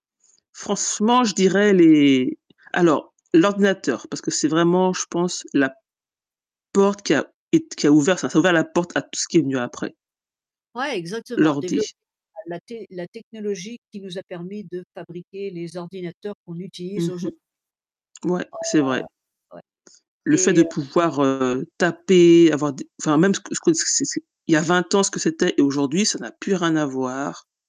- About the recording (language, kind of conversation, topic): French, unstructured, Quelle invention scientifique a changé le monde selon toi ?
- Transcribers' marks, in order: "Franchement" said as "Francement"; distorted speech; other background noise; drawn out: "Ah"